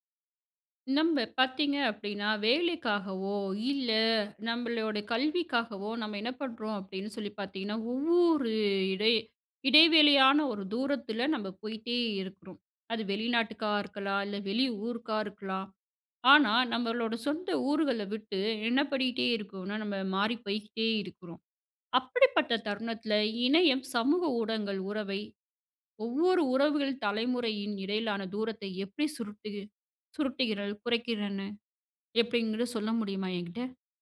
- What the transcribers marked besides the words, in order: none
- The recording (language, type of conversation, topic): Tamil, podcast, இணையமும் சமூக ஊடகங்களும் குடும்ப உறவுகளில் தலைமுறைகளுக்கிடையேயான தூரத்தை எப்படிக் குறைத்தன?